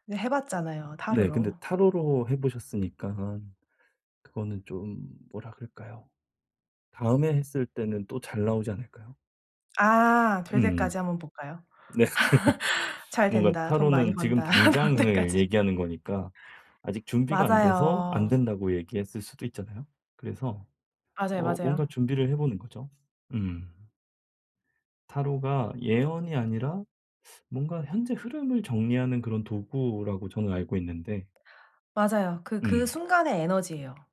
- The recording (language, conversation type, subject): Korean, advice, 경력 공백 기간을 어떻게 활용해 경력을 다시 시작할 수 있을까요?
- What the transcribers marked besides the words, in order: other background noise; tapping; laughing while speaking: "네"; laugh; laughing while speaking: "나올 때까지"